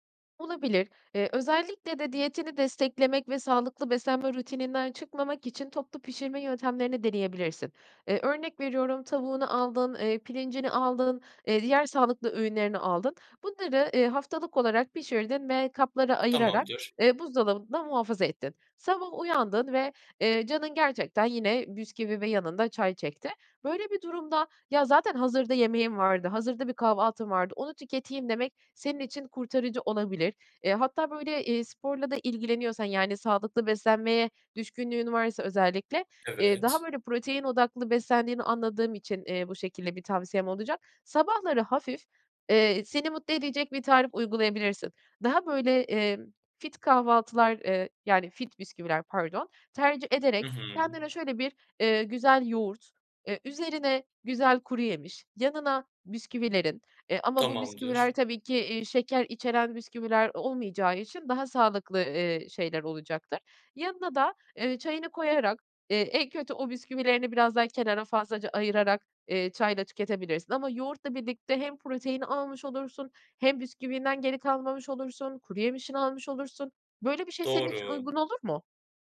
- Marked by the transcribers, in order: tapping
- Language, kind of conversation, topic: Turkish, advice, Sınırlı bir bütçeyle sağlıklı ve hesaplı market alışverişini nasıl yapabilirim?